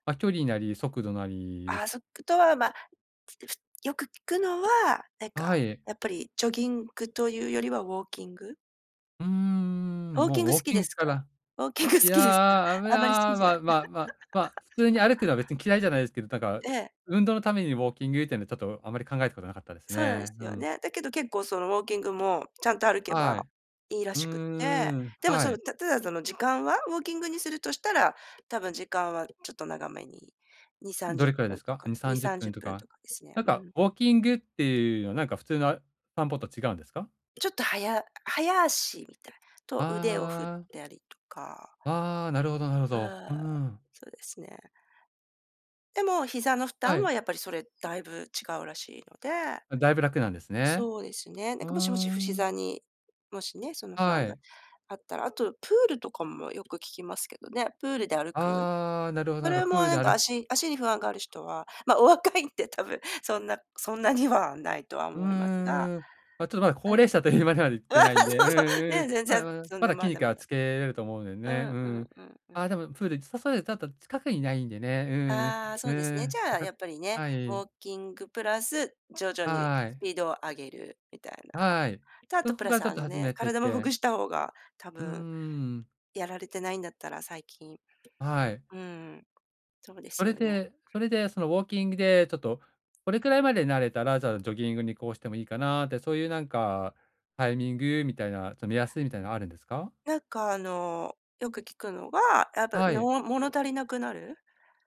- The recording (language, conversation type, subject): Japanese, advice, 新しい運動習慣を始めるのが怖いとき、どうやって最初の一歩を踏み出せばいいですか？
- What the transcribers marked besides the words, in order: other noise; laughing while speaking: "ウォーキング好きですか？"; laugh; other background noise; tapping; laughing while speaking: "お若いんで多分"; laughing while speaking: "高齢者というまではいってないんで"; laughing while speaking: "そう そう"; unintelligible speech; unintelligible speech